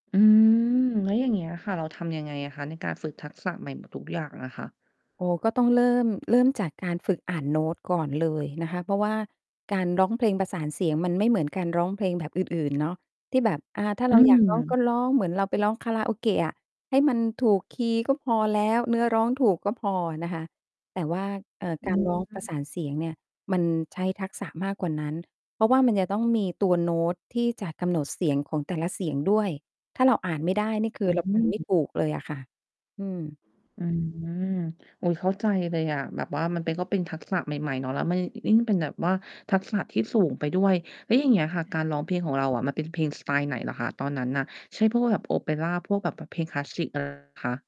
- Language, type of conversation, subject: Thai, podcast, ช่วยเล่าโปรเจกต์ที่คุณทำเพื่อฝึกทักษะการฟังให้ฟังหน่อยได้ไหม?
- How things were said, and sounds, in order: tapping; distorted speech; other background noise; static; "ยิ่ง" said as "อิ้ง"